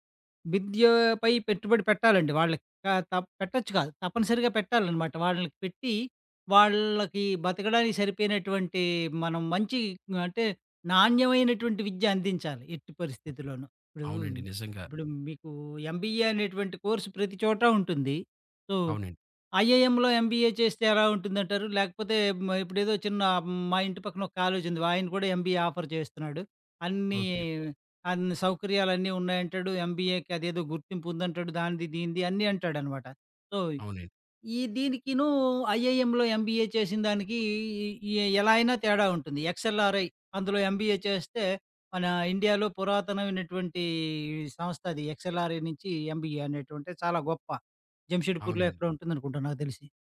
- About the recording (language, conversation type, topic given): Telugu, podcast, పిల్లలకు తక్షణంగా ఆనందాలు కలిగించే ఖర్చులకే ప్రాధాన్యం ఇస్తారా, లేక వారి భవిష్యత్తు విద్య కోసం దాచిపెట్టడానికే ప్రాధాన్యం ఇస్తారా?
- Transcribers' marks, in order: in English: "ఎంబీఏ"; in English: "కోర్స్"; in English: "సో ఐఏఎంలో ఎంబీఏ"; in English: "ఎంబీఏ ఆఫర్"; in English: "ఎంబీఏకి"; in English: "సో"; in English: "ఐఐఎంలో ఎంబీఏ"; in English: "ఎక్స్ఎల్ఆర్ఐ"; in English: "ఎంబీఏ"; in English: "ఎక్స్ఎల్ఆర్ఐ"; in English: "ఎంబీఏ"